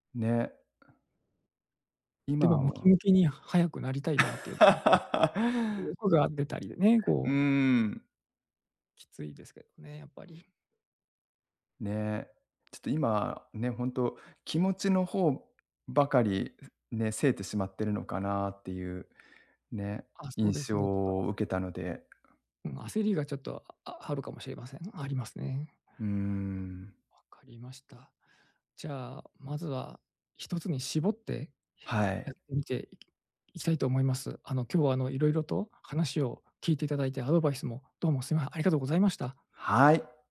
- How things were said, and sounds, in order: laugh; other noise
- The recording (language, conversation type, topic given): Japanese, advice, 運動を続けられず気持ちが沈む